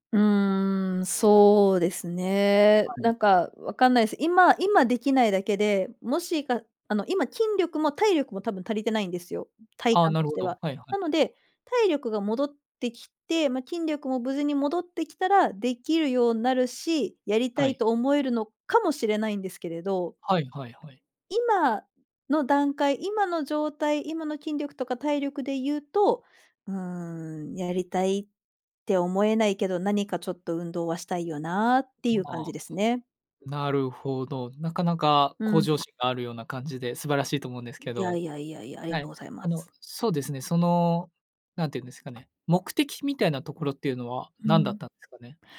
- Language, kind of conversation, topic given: Japanese, advice, 長いブランクのあとで運動を再開するのが怖かったり不安だったりするのはなぜですか？
- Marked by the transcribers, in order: tapping; other noise